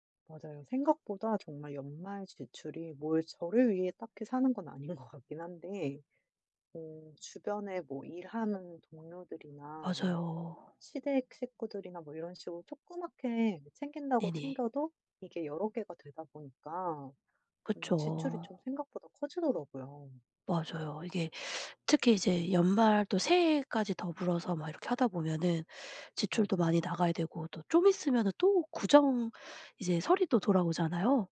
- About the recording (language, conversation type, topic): Korean, advice, 일상에서 과소비와 절약 사이에서 균형 잡힌 소비 습관을 어떻게 시작하면 좋을까요?
- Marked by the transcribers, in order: laughing while speaking: "아닌 것"; other background noise